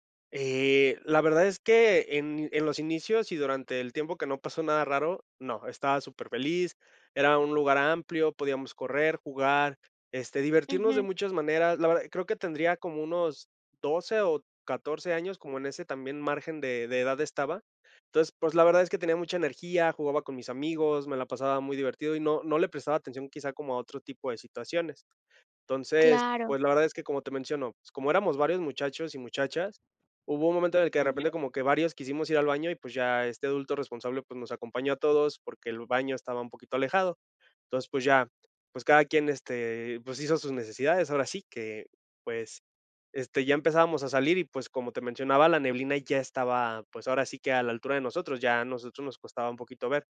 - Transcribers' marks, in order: other background noise
- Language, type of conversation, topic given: Spanish, podcast, ¿Cuál es una aventura al aire libre que nunca olvidaste?